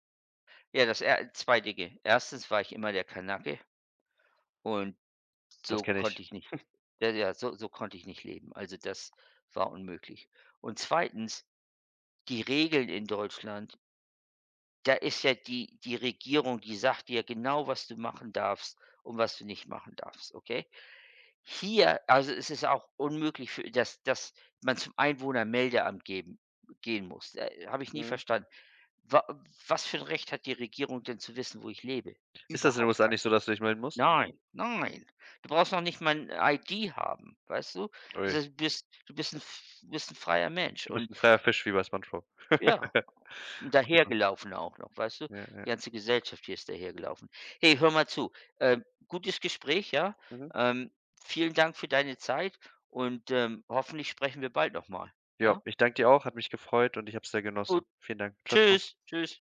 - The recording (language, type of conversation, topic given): German, unstructured, Was motiviert dich, deine Träume zu verfolgen?
- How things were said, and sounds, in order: chuckle; laugh